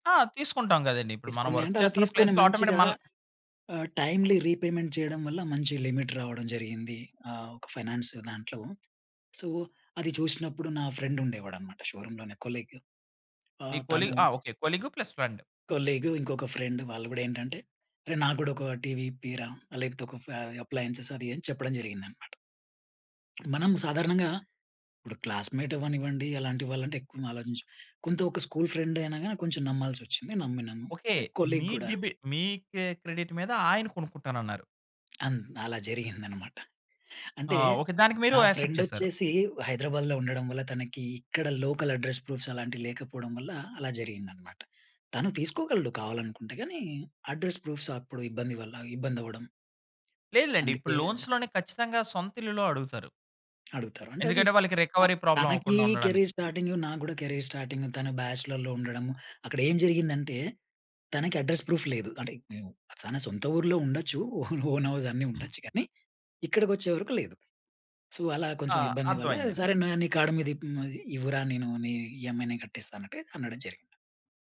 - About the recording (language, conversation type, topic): Telugu, podcast, విఫలమైన తర్వాత మీరు తీసుకున్న మొదటి చర్య ఏమిటి?
- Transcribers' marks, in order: in English: "వర్క్"; in English: "ప్లేస్‌లో ఆటొమెటిక్"; in English: "టైమ్లీ రీపేమెంట్"; in English: "లిమిట్"; in English: "ఫైనాన్స్"; in English: "సో"; in English: "ఫ్రెండ్"; in English: "షోరూమ్‌లోనే కొలీగ్"; in English: "కొలీగ్"; in English: "కొలీగ్ ప్లస్ ఫ్రెండ్"; in English: "కొలీగ్"; in English: "ఫ్రెండ్"; in English: "అప్లయెన్స్"; in English: "క్లాస్‌మేట్"; in English: "స్కూల్ ఫ్రెండ్"; in English: "కొలీగ్"; in English: "క్రెడిట్"; other background noise; in English: "ఫ్రెండ్"; in English: "యాక్సెప్ట్"; in English: "లోకల్ అడ్రెస్ ప్రూఫ్స్"; in English: "అడ్రెస్ ప్రూఫ్స్"; in English: "లోన్స్‌లోనే"; in English: "రికవరీ ప్రాబ్లెమ్"; in English: "కెరీర్ స్టార్టింగ్‌లొ"; in English: "కెరీర్ స్టార్టింగ్"; in English: "బ్యాచెలర్‌లో"; in English: "అడ్రెస్ ప్రూఫ్"; chuckle; in English: "ఓ ఓన్ హౌస్"; in English: "సో"; in English: "కార్డ్"; in English: "ఈఎ‌మ్ఐ"